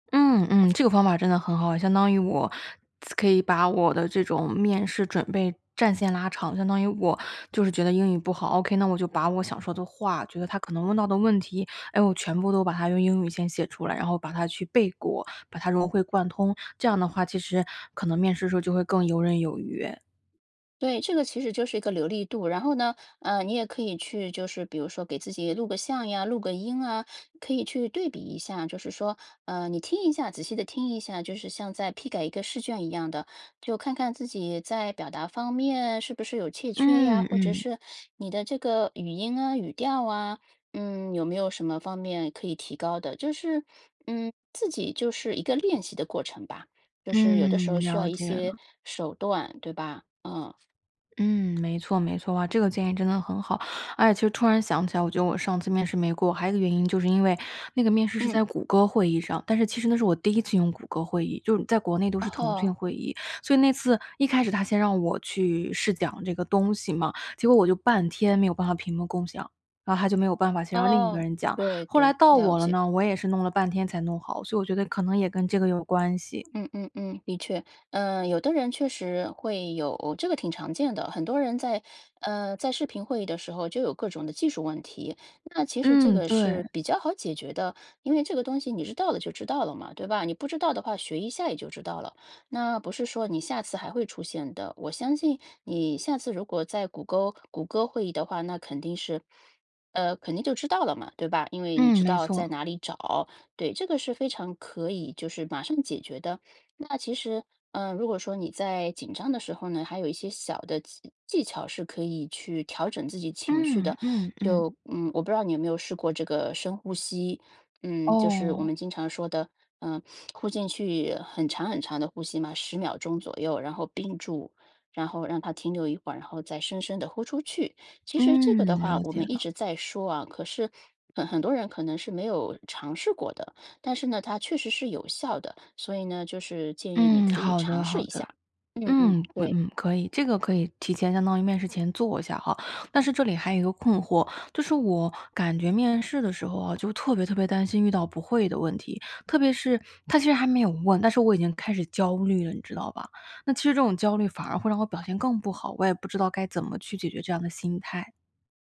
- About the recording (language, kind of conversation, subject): Chinese, advice, 你在求职面试时通常会在哪个阶段感到焦虑，并会出现哪些具体感受或身体反应？
- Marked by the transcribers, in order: tapping; other background noise